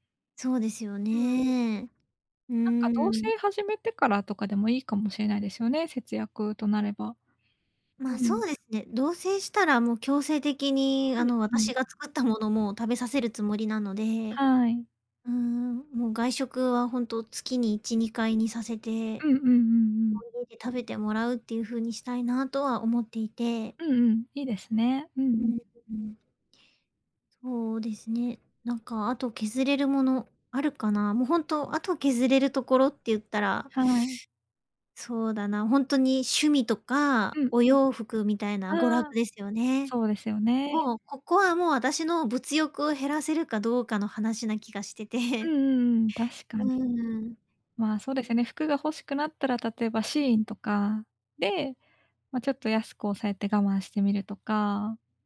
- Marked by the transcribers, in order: unintelligible speech; other background noise
- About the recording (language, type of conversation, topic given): Japanese, advice, パートナーとお金の話をどう始めればよいですか？